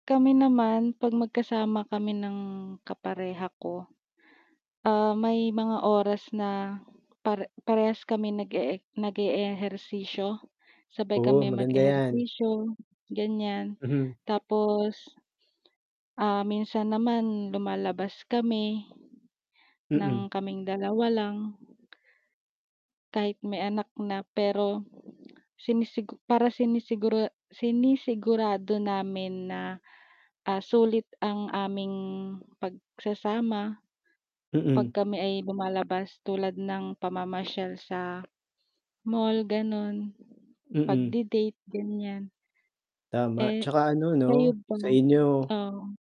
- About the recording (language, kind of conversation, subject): Filipino, unstructured, Paano mo binibigyang-halaga ang oras na magkasama kayo ng iyong kapareha?
- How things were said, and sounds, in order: static